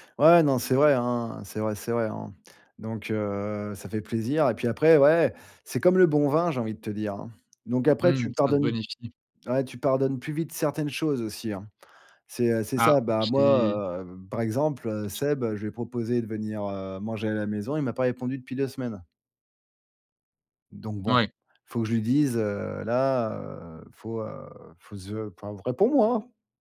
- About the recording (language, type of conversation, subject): French, podcast, Comment as-tu trouvé ta tribu pour la première fois ?
- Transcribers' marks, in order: tapping; unintelligible speech